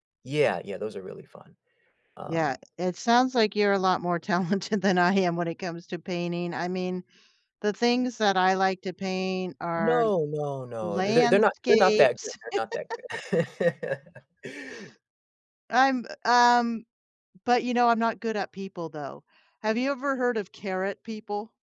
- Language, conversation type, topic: English, unstructured, What hobby makes you lose track of time?
- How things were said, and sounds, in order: laughing while speaking: "talented than I am"; drawn out: "landscapes"; laugh